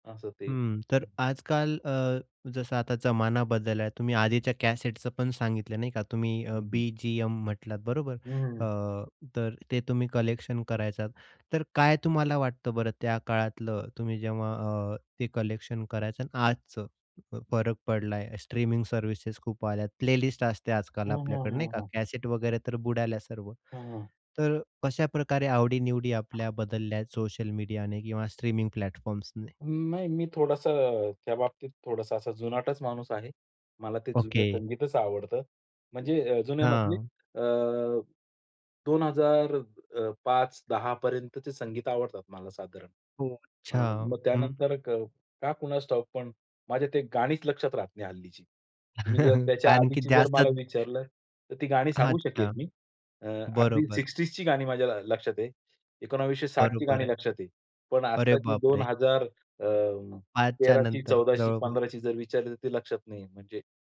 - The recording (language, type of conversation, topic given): Marathi, podcast, भाषेचा तुमच्या संगीताच्या आवडीवर काय परिणाम होतो?
- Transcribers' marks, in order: tapping; other noise; in English: "प्लेलिस्ट"; other background noise; in English: "प्लॅटफॉर्म्सने?"; chuckle; laughing while speaking: "कारण की जास्त"